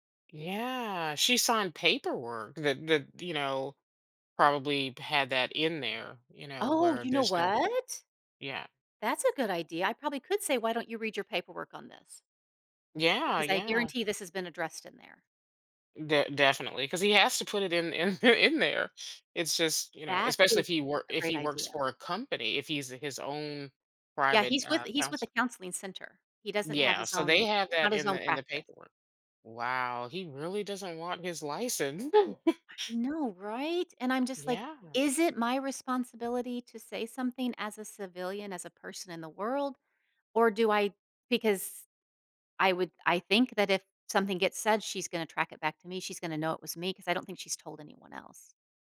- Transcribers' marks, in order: laughing while speaking: "in in there"; other background noise; laugh
- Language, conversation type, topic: English, advice, How can I handle a changing friendship?
- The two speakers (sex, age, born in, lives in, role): female, 50-54, United States, United States, advisor; female, 55-59, United States, United States, user